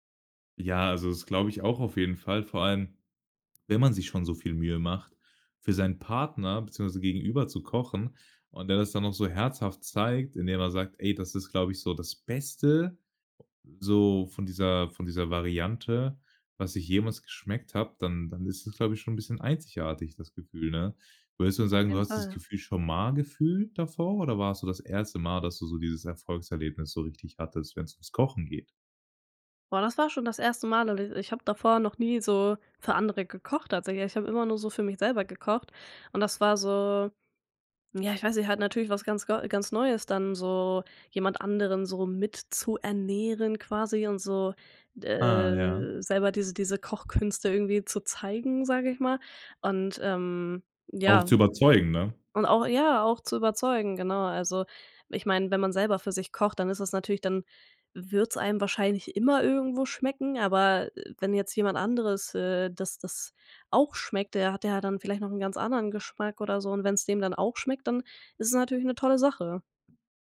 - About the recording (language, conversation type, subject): German, podcast, Was begeistert dich am Kochen für andere Menschen?
- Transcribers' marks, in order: other background noise; stressed: "Beste"